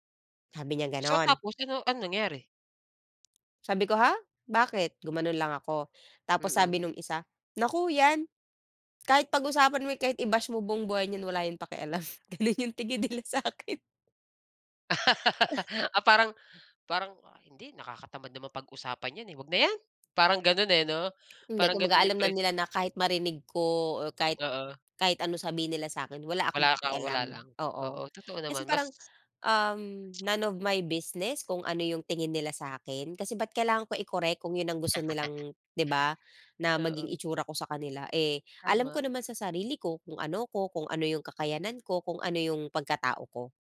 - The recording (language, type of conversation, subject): Filipino, podcast, Paano mo pinoprotektahan ang sarili mo sa hindi malusog na samahan?
- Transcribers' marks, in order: chuckle; laughing while speaking: "Ganun yung tingin nila sa 'kin"; laugh; giggle; in English: "none of my business"; tapping; tsk; laugh